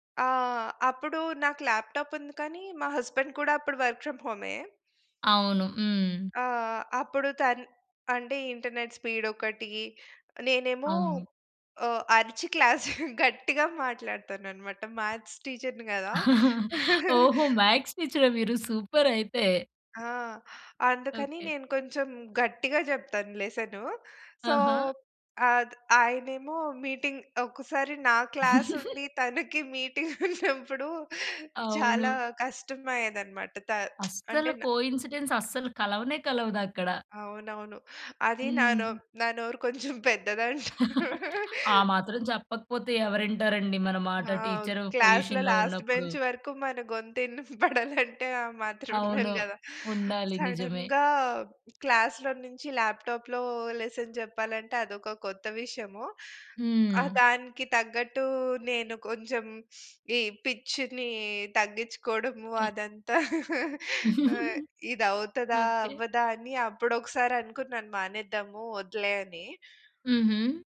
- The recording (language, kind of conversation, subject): Telugu, podcast, ఏ పరిస్థితిలో మీరు ఉద్యోగం వదిలేయాలని ఆలోచించారు?
- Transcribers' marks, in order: in English: "ల్యాప్‌టాప్"; in English: "హస్బెండ్"; in English: "ఇంటర్నెట్ స్పీడ్"; chuckle; in English: "క్లాస్"; in English: "మ్యాథ్స్ టీచర్‌ని"; chuckle; in English: "మ్యాథ్స్"; giggle; in English: "సూపర్"; in English: "సో"; in English: "మీటింగ్"; in English: "క్లాస్"; chuckle; laughing while speaking: "తనకి మీటింగ్ ఉన్నప్పుడు"; in English: "మీటింగ్"; lip smack; in English: "కోయిన్సిడెన్స్"; laughing while speaking: "కొంచెం పెద్దది అంటరు"; chuckle; other background noise; in English: "క్లాస్‌లో లాస్ట్‌బెంచ్"; in English: "పొజిషన్‌లో"; laughing while speaking: "వినపడాలంటే ఆ మాత్రం ఉండాలి కదా!"; in English: "సడెన్‌గా క్లాస్‌లో"; in English: "ల్యాప్‌టాప్‌లో లెసన్"; sniff; in English: "పిచ్‌ని"; giggle